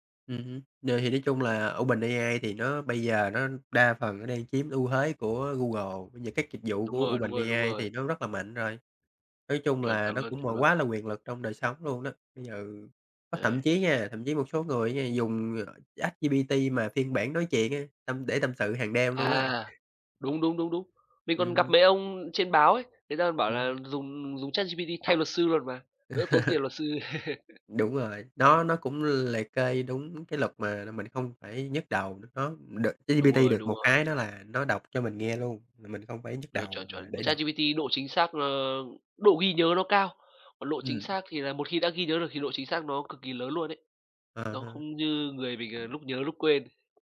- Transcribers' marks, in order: tapping; other background noise; unintelligible speech; laugh; background speech
- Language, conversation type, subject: Vietnamese, unstructured, Các công ty công nghệ có đang nắm quá nhiều quyền lực trong đời sống hằng ngày không?